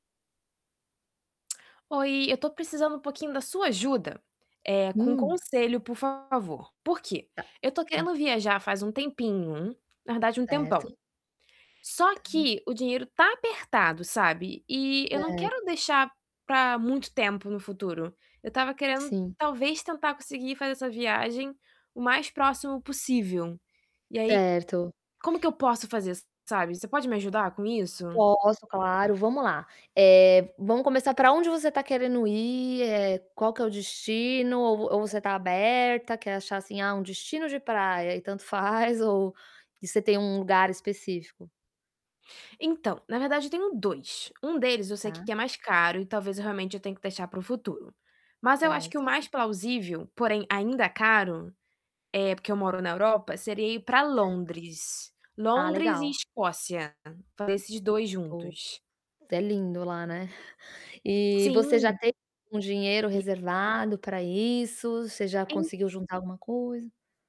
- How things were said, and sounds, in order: tapping; distorted speech; static; other background noise; chuckle
- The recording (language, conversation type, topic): Portuguese, advice, Como posso viajar com um orçamento muito apertado?